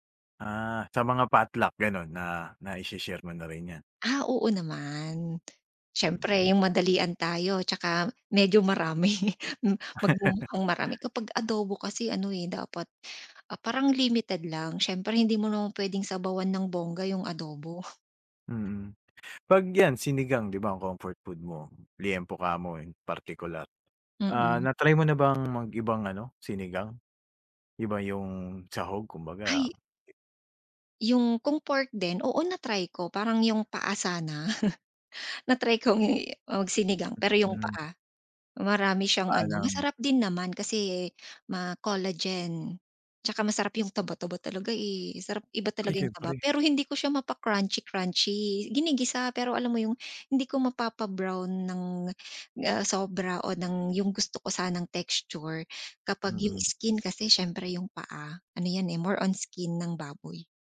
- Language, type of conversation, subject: Filipino, podcast, Paano mo inilalarawan ang paborito mong pagkaing pampagaan ng pakiramdam, at bakit ito espesyal sa iyo?
- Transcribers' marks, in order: drawn out: "naman"; tapping; chuckle; other background noise; chuckle